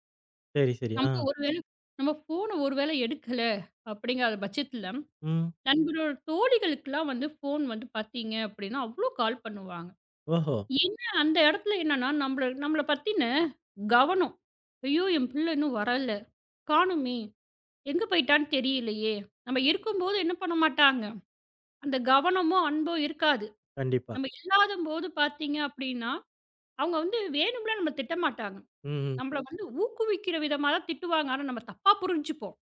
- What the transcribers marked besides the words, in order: in English: "ஃபோன்"; in English: "ஃபோன்"; in English: "கால்"
- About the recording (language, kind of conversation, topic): Tamil, podcast, குடும்பத்தினர் அன்பையும் கவனத்தையும் எவ்வாறு வெளிப்படுத்துகிறார்கள்?